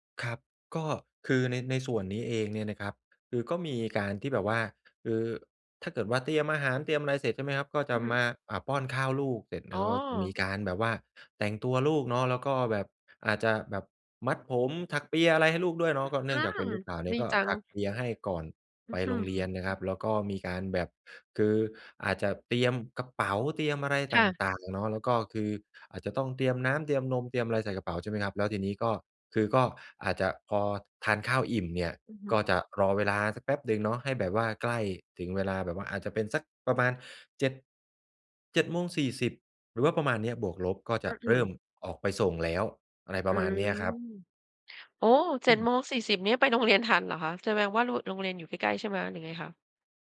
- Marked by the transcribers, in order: other background noise; tapping; background speech
- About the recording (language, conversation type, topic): Thai, podcast, คุณเริ่มต้นเช้าวันใหม่ของคุณอย่างไร?